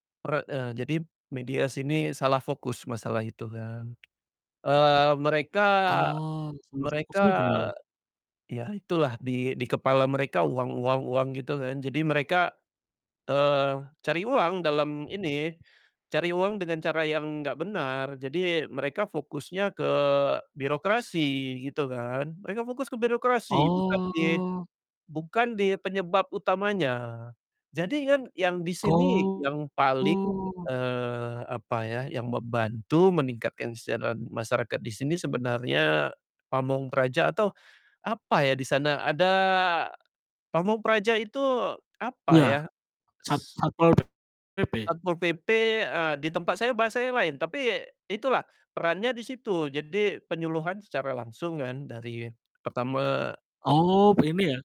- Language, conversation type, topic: Indonesian, unstructured, Apa yang kamu rasakan saat melihat berita tentang kebakaran hutan?
- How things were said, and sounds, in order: tapping; distorted speech; wind; drawn out: "Oh"; "Oh" said as "goh"